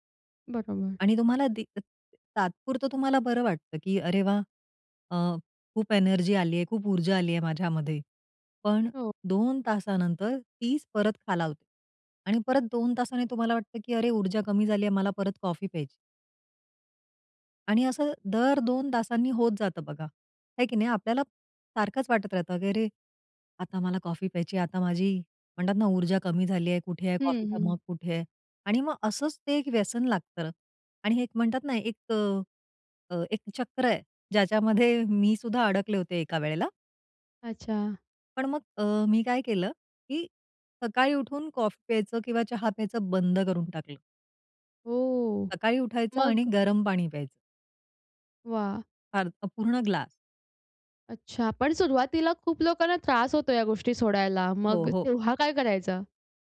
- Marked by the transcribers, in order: other background noise; surprised: "ओ!"
- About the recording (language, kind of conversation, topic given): Marathi, podcast, साखर आणि मीठ कमी करण्याचे सोपे उपाय